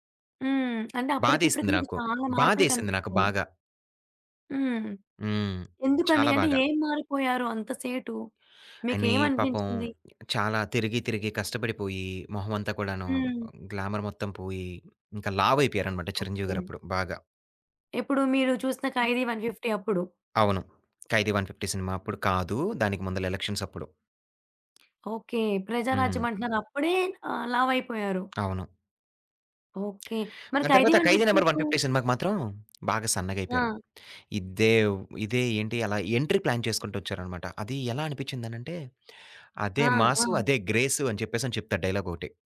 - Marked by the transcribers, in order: other background noise; tapping; in English: "గ్లామర్"; in English: "ఎంట్రీ ప్లాన్"
- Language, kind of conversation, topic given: Telugu, podcast, ప్రత్యక్ష కార్యక్రమానికి వెళ్లేందుకు మీరు చేసిన ప్రయాణం గురించి ఒక కథ చెప్పగలరా?